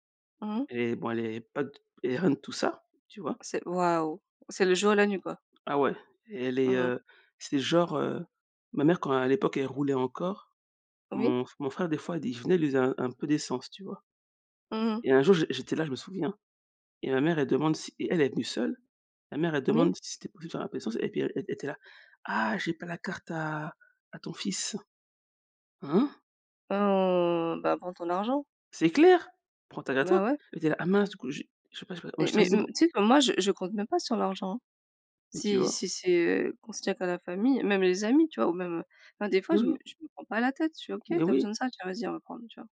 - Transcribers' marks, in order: other background noise; put-on voice: "Ah, j'ai pas la carte à à ton fils"; surprised: "Hein ?"; drawn out: "Mmh"; tapping
- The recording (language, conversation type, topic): French, unstructured, Comment décrirais-tu ta relation avec ta famille ?